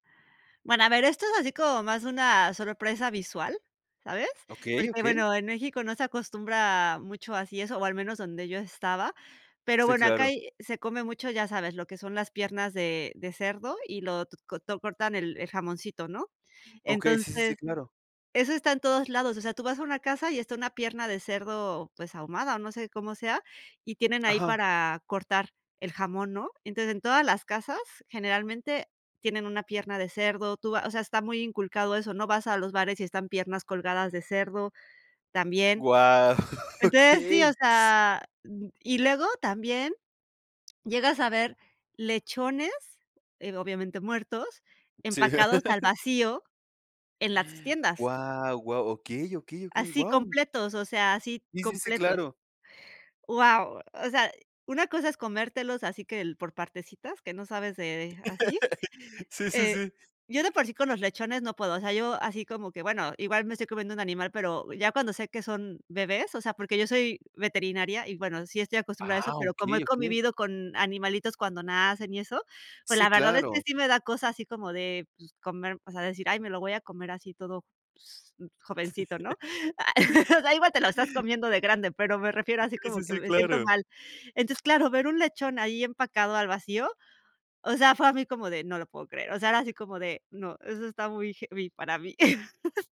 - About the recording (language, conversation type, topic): Spanish, podcast, ¿Qué aprendiste al mudarte a otra ciudad?
- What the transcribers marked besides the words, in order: laughing while speaking: "okey"; tapping; chuckle; laugh; other noise; laugh; chuckle; laughing while speaking: "Ya igual"; laughing while speaking: "Sí, sí, sí"; in English: "heavy"; chuckle